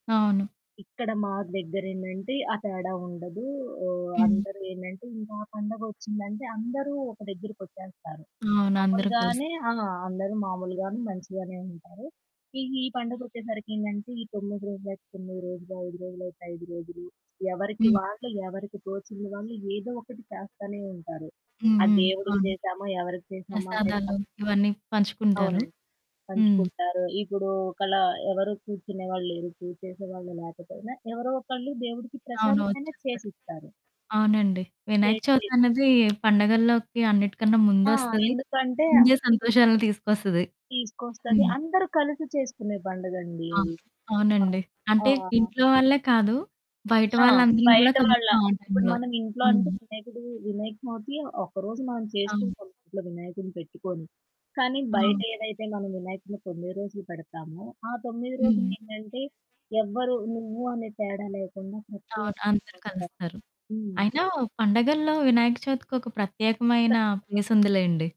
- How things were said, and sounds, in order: static; other background noise; tapping
- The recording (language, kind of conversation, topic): Telugu, podcast, పల్లెటూరి పండుగల్లో ప్రజలు ఆడే సంప్రదాయ ఆటలు ఏవి?